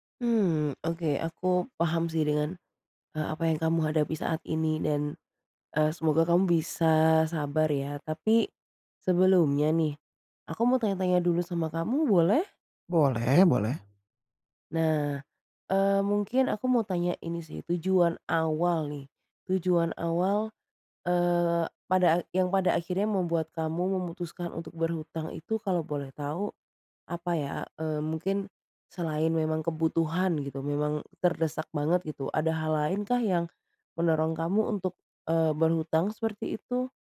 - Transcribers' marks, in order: none
- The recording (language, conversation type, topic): Indonesian, advice, Bagaimana cara menentukan prioritas ketika saya memiliki terlalu banyak tujuan sekaligus?